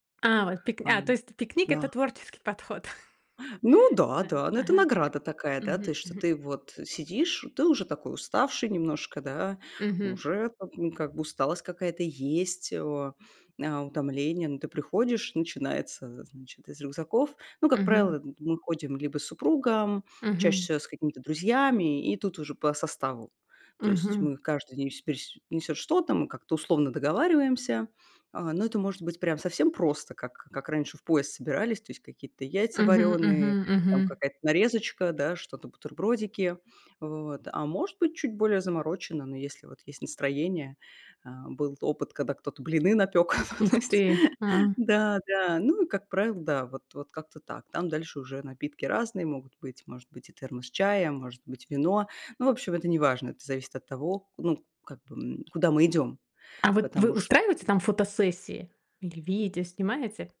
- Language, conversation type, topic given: Russian, podcast, Как научиться замечать маленькие радости в походе или на даче?
- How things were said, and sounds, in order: chuckle; unintelligible speech; tapping; laughing while speaking: "то есть"; other background noise